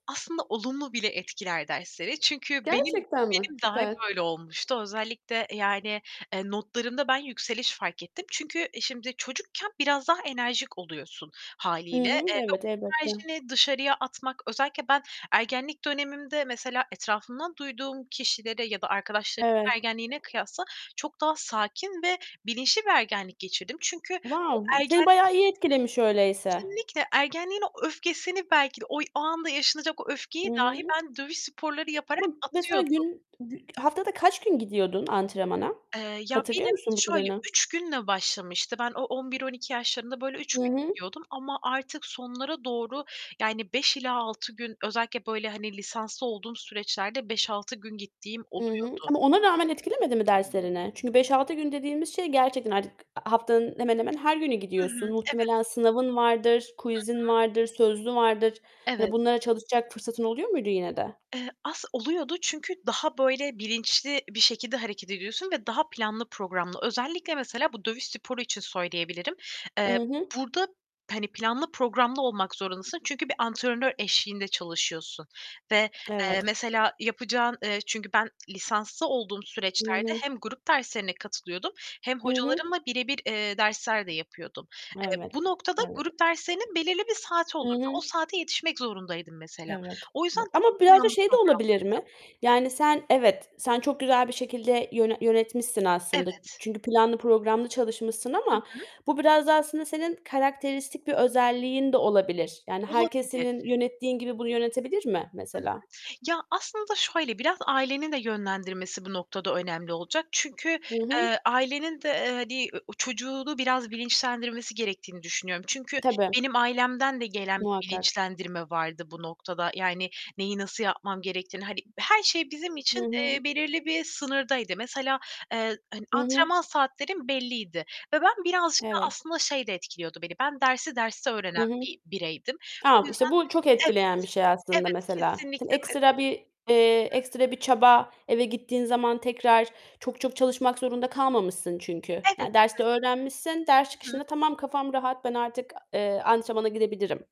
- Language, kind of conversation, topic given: Turkish, podcast, Yeni başlayanlara hangi konularda ne tavsiye edersin?
- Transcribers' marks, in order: other background noise; distorted speech; in English: "Wow!"; tapping; in English: "quiz'in"